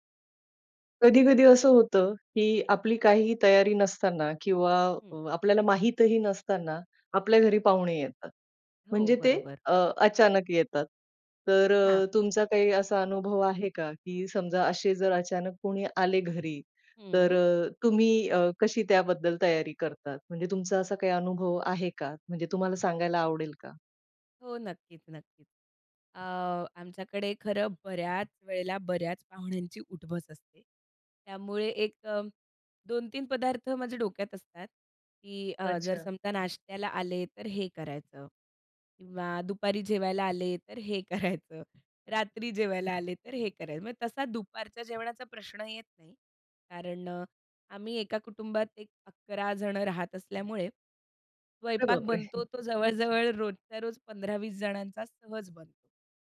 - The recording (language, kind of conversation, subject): Marathi, podcast, मेहमान आले तर तुम्ही काय खास तयार करता?
- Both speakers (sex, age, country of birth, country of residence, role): female, 30-34, India, India, guest; female, 40-44, India, India, host
- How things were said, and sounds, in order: laughing while speaking: "हे करायचं"; other background noise; chuckle; tapping